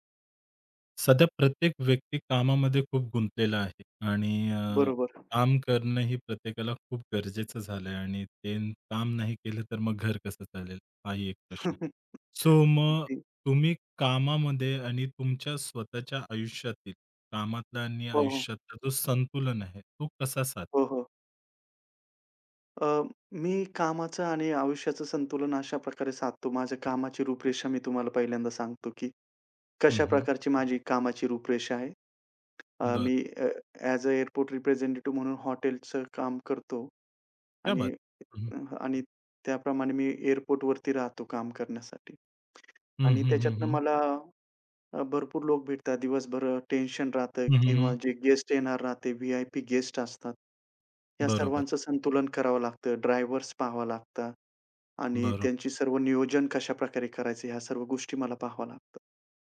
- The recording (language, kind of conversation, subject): Marathi, podcast, काम आणि आयुष्यातील संतुलन कसे साधता?
- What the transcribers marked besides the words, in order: chuckle; tapping; in English: "ॲज अ एअरपोर्ट रिप्रेझेंटेटिव्ह"; in Hindi: "क्या बात!"